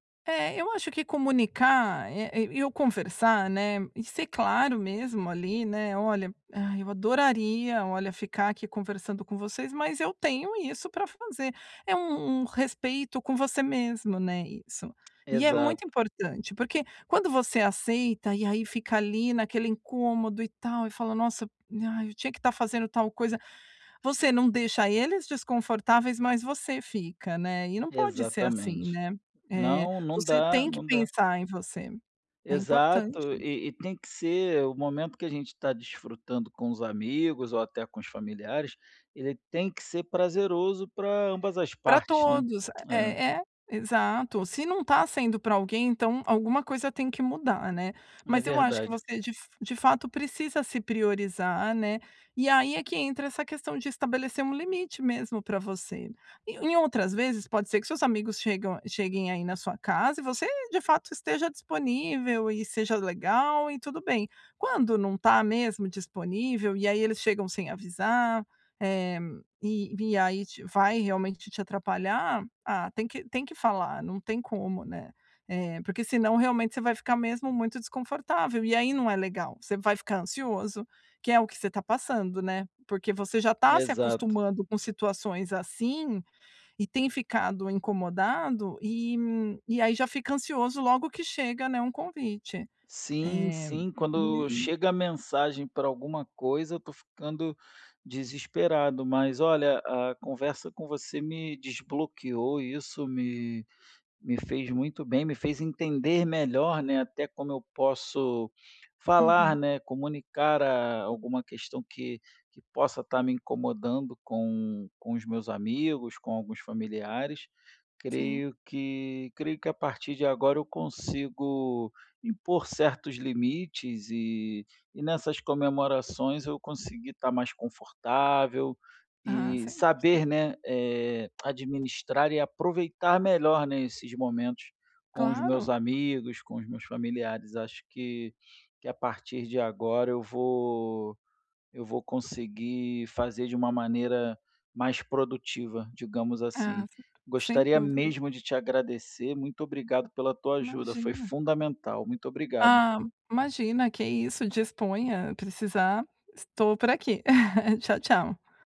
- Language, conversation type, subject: Portuguese, advice, Como posso manter minha saúde mental e estabelecer limites durante festas e celebrações?
- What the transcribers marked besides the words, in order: tapping; laugh